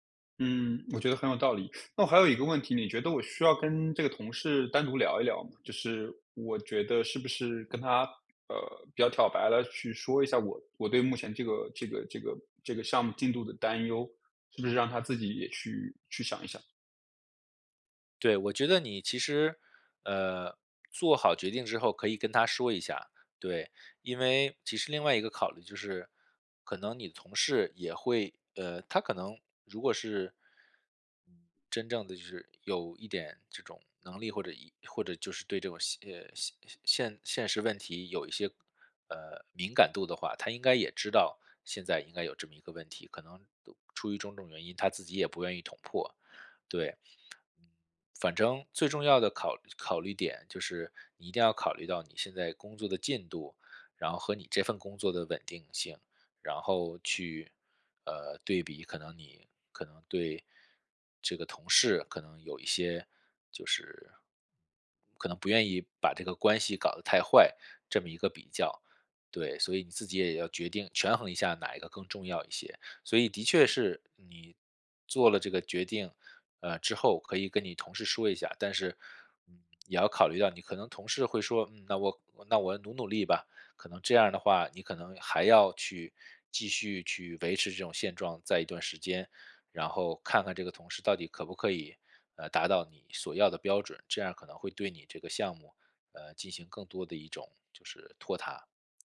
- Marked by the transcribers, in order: teeth sucking; other background noise
- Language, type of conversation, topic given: Chinese, advice, 如何在不伤害同事感受的情况下给出反馈？